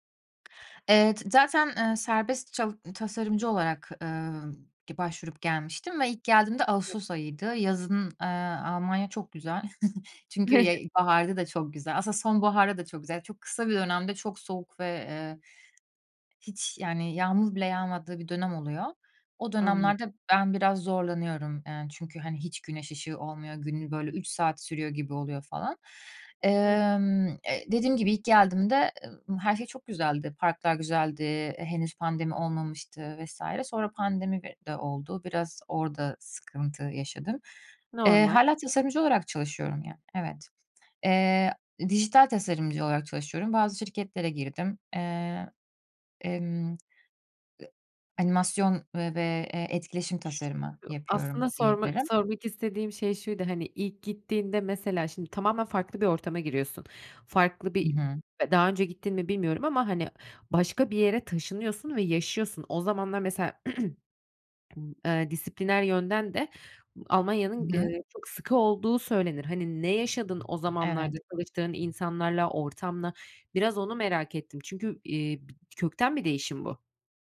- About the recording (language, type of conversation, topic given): Turkish, podcast, Tıkandığında ne yaparsın?
- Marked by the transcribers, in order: other background noise; tapping; chuckle; other noise; unintelligible speech; throat clearing